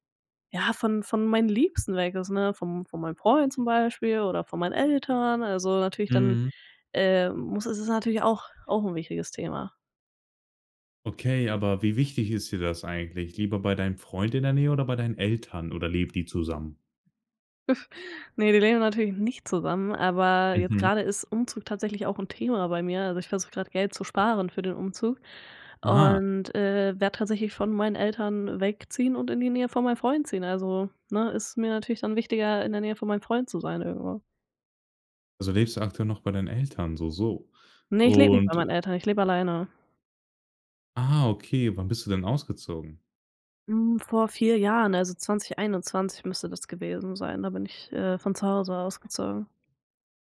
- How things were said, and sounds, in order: anticipating: "meinen Liebsten"; stressed: "Eltern"; stressed: "nicht"; surprised: "Ah"; surprised: "Ah, okay"
- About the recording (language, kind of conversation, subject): German, podcast, Wie entscheidest du, ob du in deiner Stadt bleiben willst?